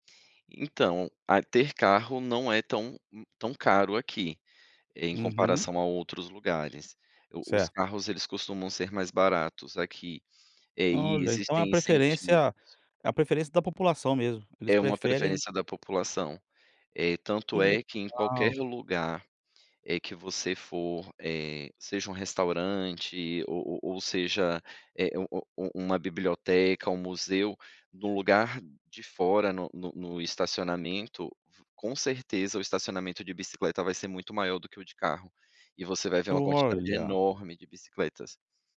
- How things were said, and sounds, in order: none
- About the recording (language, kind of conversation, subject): Portuguese, podcast, Como o ciclo das chuvas afeta seu dia a dia?